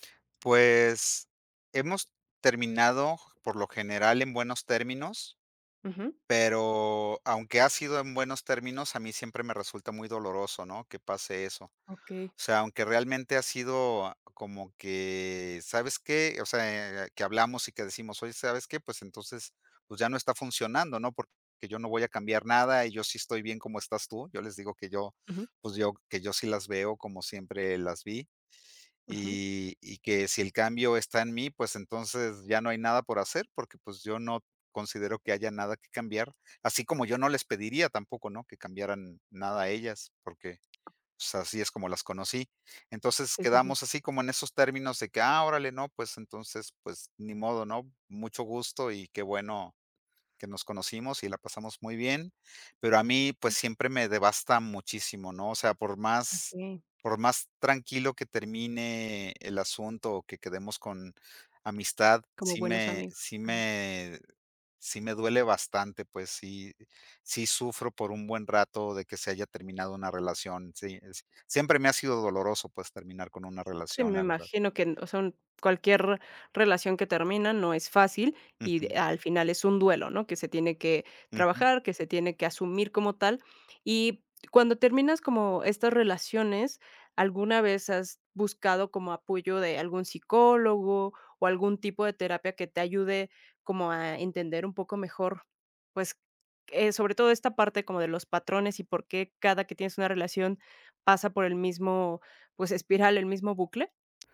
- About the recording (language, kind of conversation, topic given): Spanish, advice, ¿Por qué repito relaciones románticas dañinas?
- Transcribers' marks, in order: tapping; other noise